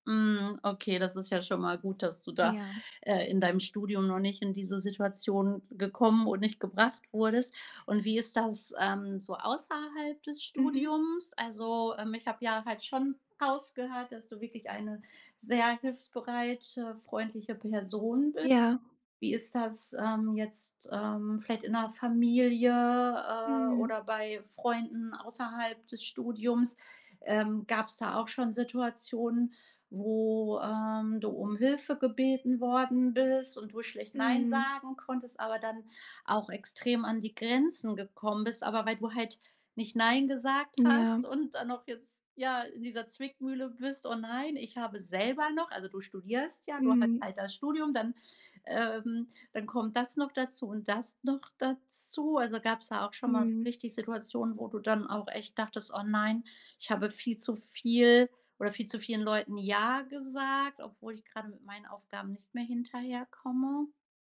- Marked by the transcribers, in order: none
- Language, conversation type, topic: German, podcast, Wie gibst du Unterstützung, ohne dich selbst aufzuopfern?
- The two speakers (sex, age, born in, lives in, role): female, 18-19, Germany, Germany, guest; female, 35-39, Germany, Germany, host